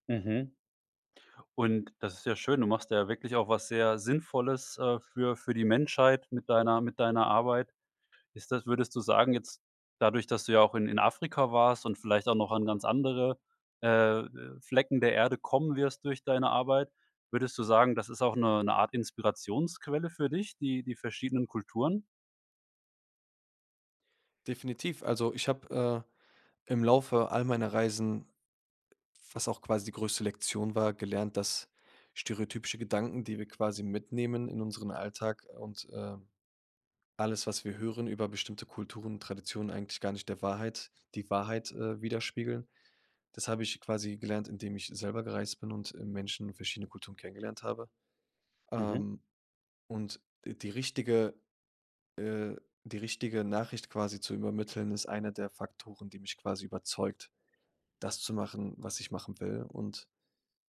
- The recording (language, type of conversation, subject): German, podcast, Was inspiriert dich beim kreativen Arbeiten?
- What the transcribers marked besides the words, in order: none